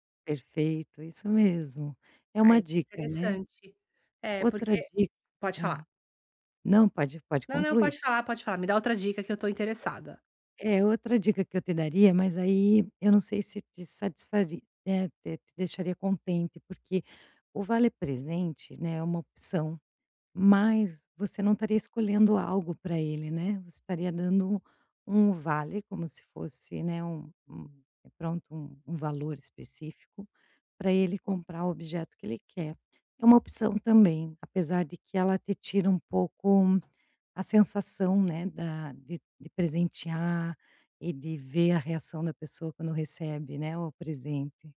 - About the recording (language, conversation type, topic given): Portuguese, advice, Como posso escolher presentes para outras pessoas sem me sentir inseguro?
- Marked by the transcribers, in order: other noise; tapping